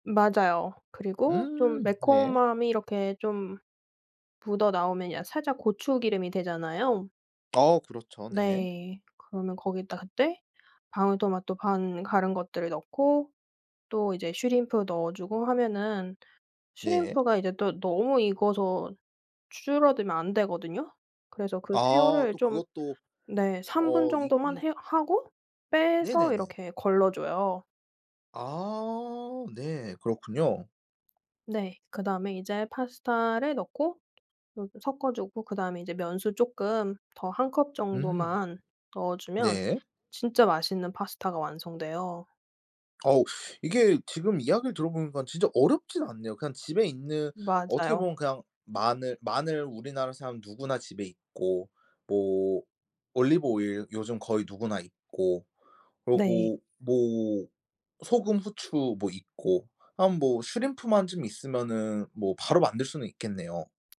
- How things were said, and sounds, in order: tapping
- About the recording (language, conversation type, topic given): Korean, podcast, 갑작스러운 손님을 초대했을 때 어떤 메뉴가 가장 좋을까요?